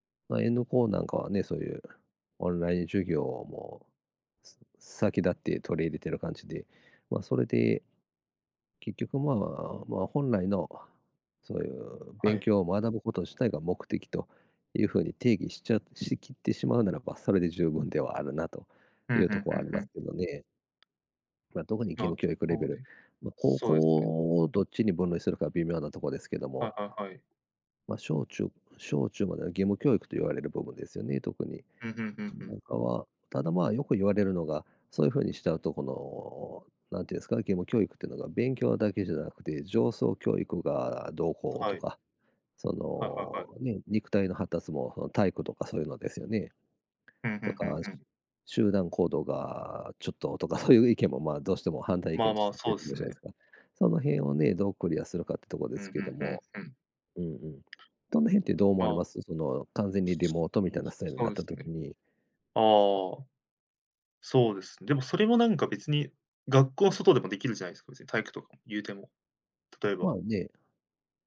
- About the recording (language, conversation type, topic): Japanese, unstructured, 未来の学校はどんなふうになると思いますか？
- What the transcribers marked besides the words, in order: tapping; other background noise